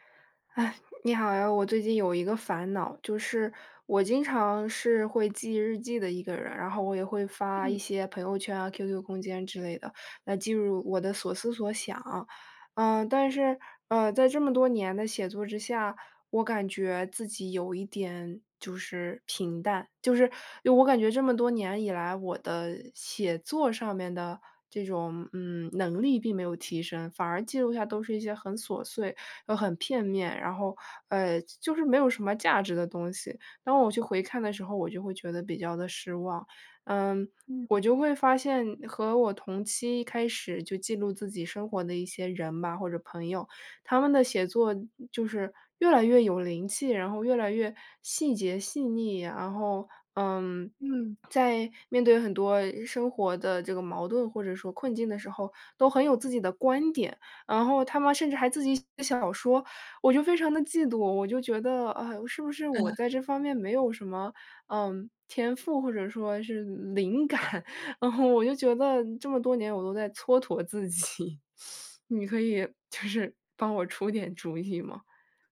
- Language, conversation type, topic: Chinese, advice, 写作怎样能帮助我更了解自己？
- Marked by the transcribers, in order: "记录" said as "记入"; other background noise; swallow; laughing while speaking: "灵感"; laughing while speaking: "自己"; sniff; laughing while speaking: "就是，帮我出点主意吗？"